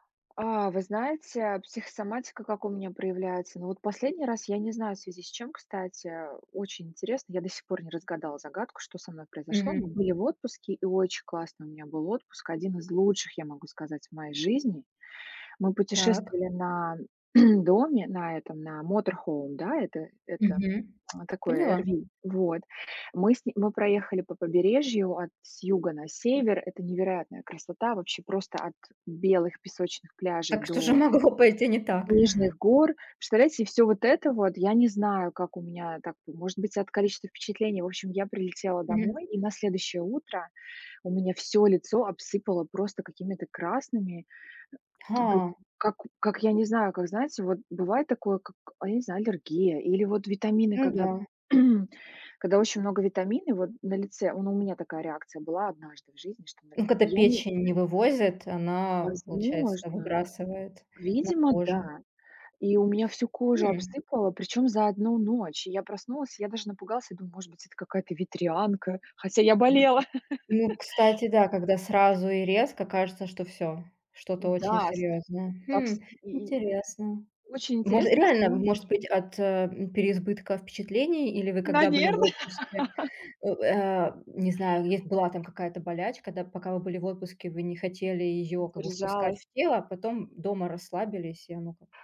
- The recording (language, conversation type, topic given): Russian, unstructured, Как ты справляешься со стрессом на работе?
- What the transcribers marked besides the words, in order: throat clearing; in English: "motorhome"; tapping; background speech; laughing while speaking: "могло"; throat clearing; laugh; unintelligible speech; laugh